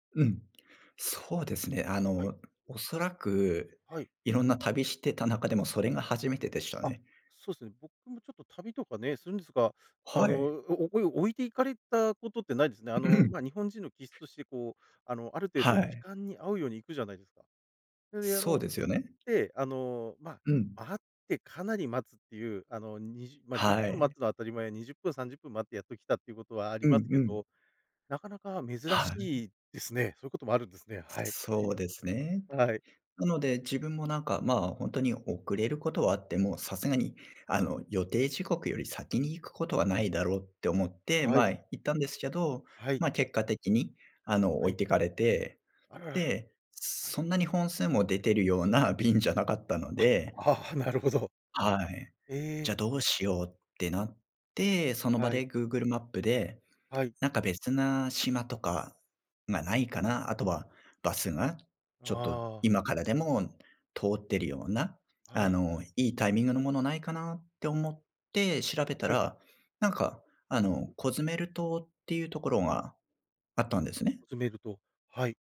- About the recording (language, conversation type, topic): Japanese, podcast, これまでに「タイミングが最高だった」と感じた経験を教えてくれますか？
- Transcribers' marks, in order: throat clearing; other background noise; unintelligible speech